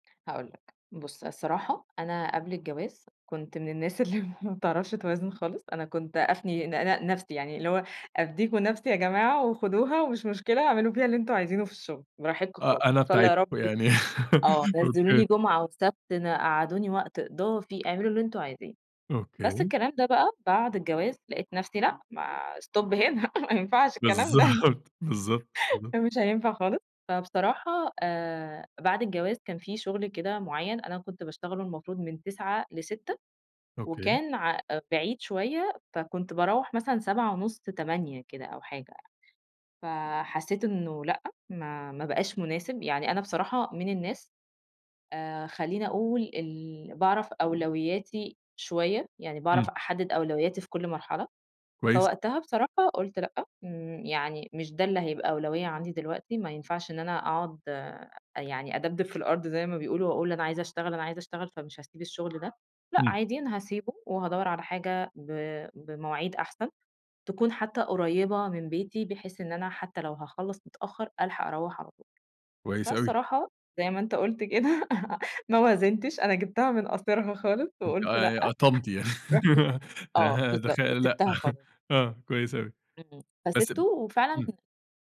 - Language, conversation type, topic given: Arabic, podcast, إيه العادات البسيطة اللي ممكن تحسّن توازن حياتك؟
- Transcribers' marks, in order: laughing while speaking: "اللي"; laugh; laughing while speaking: "بالضبط"; other background noise; in English: "stop"; laugh; laughing while speaking: "ما ينفعش الكلام ده، ده مش هينفع خالص"; tapping; laugh; laughing while speaking: "يع ه دخ لأ"; unintelligible speech; chuckle